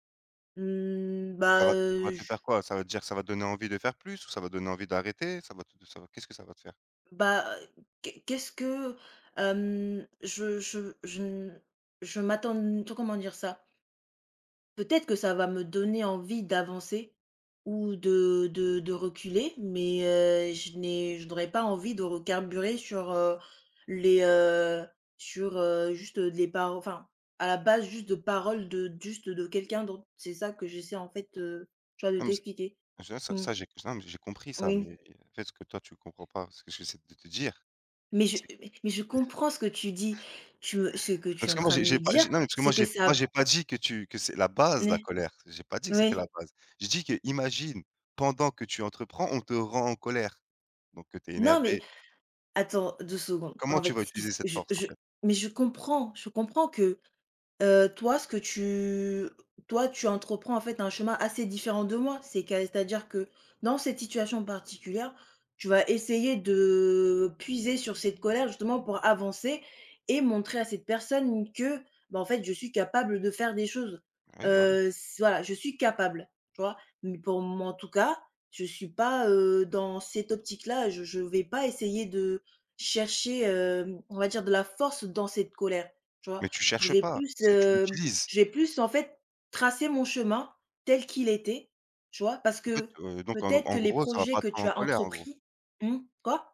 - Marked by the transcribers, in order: drawn out: "Mmh"; tapping; other background noise; chuckle; stressed: "base"; stressed: "Non mais"; drawn out: "tu"; drawn out: "de"; stressed: "quoi"
- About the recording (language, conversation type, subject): French, unstructured, Penses-tu que la colère peut aider à atteindre un but ?